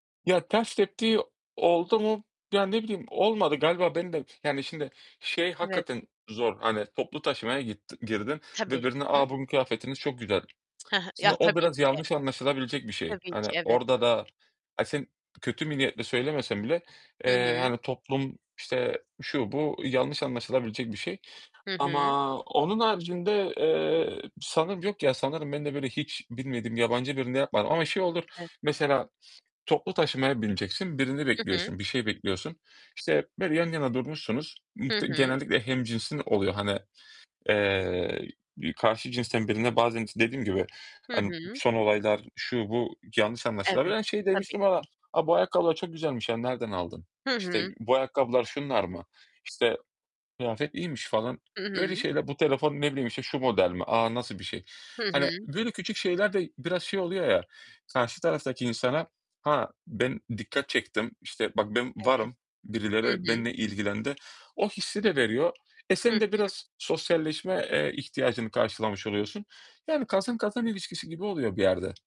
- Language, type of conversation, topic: Turkish, unstructured, Hayatında seni mutlu eden küçük şeyler nelerdir?
- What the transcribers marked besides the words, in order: other background noise; tapping; tsk; unintelligible speech; distorted speech